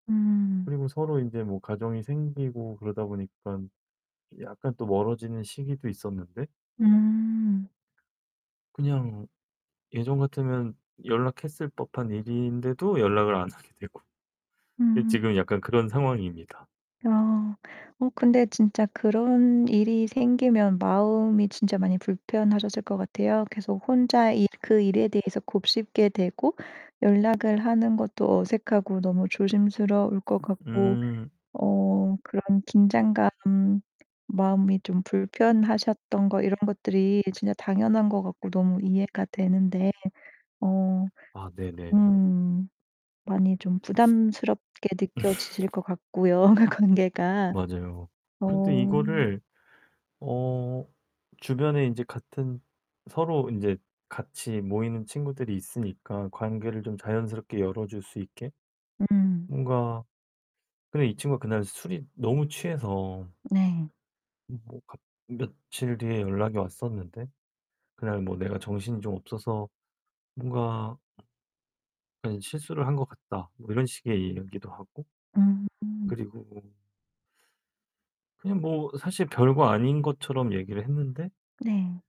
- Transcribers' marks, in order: tapping; laughing while speaking: "안"; other background noise; distorted speech; laugh; laugh
- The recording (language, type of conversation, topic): Korean, advice, 오해로 어색해진 관계를 다시 편하게 만들기 위해 어떻게 대화를 풀어가면 좋을까요?